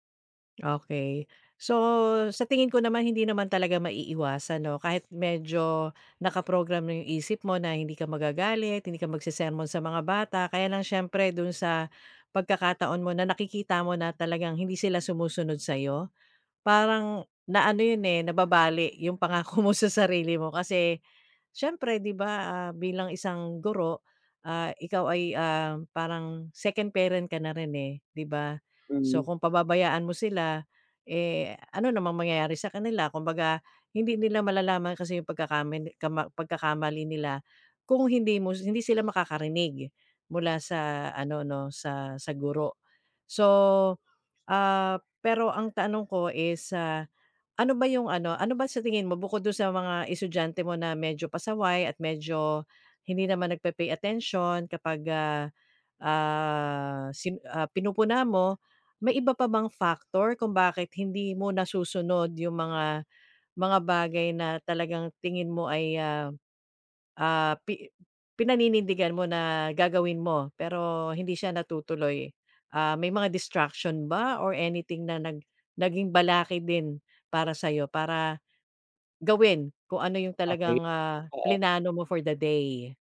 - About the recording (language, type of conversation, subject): Filipino, advice, Paano ko maihahanay ang aking mga ginagawa sa aking mga paniniwala?
- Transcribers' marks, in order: other background noise; background speech